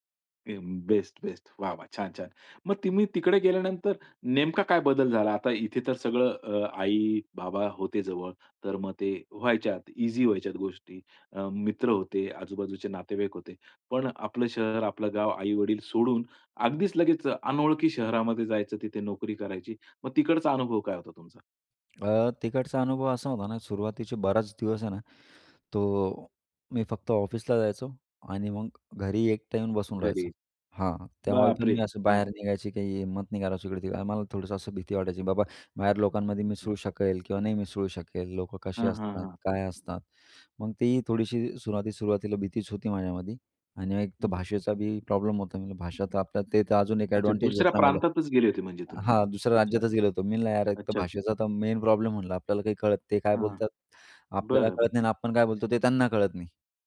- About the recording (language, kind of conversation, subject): Marathi, podcast, तुमच्या आयुष्यातला सर्वात मोठा बदल कधी आणि कसा झाला?
- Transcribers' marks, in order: unintelligible speech; tapping; other background noise; in English: "मेन"